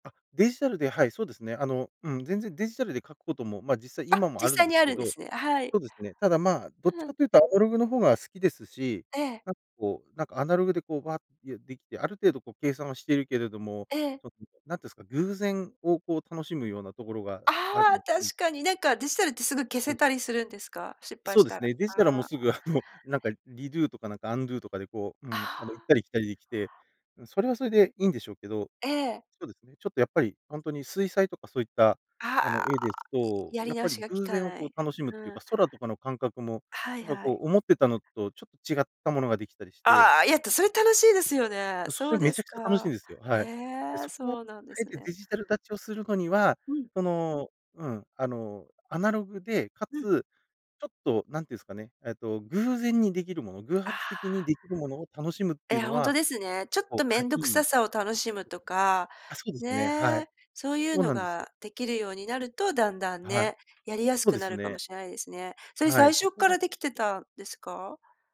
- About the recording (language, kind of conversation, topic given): Japanese, podcast, あえてデジタル断ちする時間を取っていますか？
- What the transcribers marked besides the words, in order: none